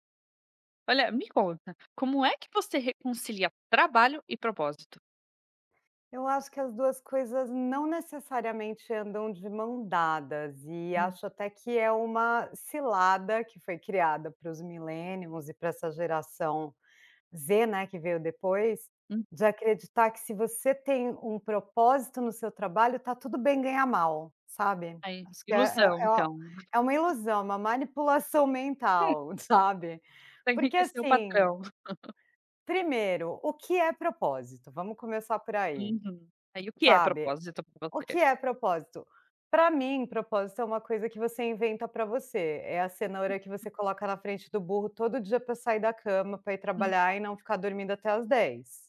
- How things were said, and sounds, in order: other background noise; tapping; unintelligible speech
- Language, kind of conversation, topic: Portuguese, podcast, Como você concilia trabalho e propósito?